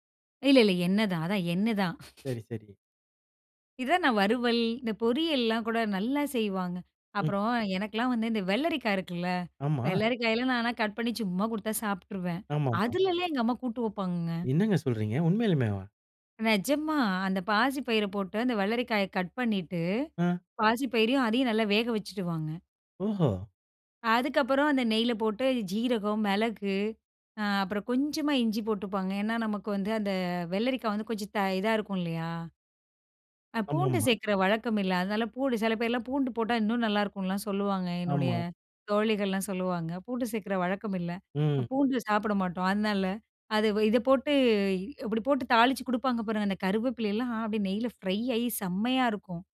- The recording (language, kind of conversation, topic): Tamil, podcast, அம்மாவின் குறிப்பிட்ட ஒரு சமையல் குறிப்பை பற்றி சொல்ல முடியுமா?
- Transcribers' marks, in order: chuckle; surprised: "ஆமா"; surprised: "என்னங்க சொல்றீங்க! உண்மையிலேமேவா?"; other noise; in English: "ஃப்ரை"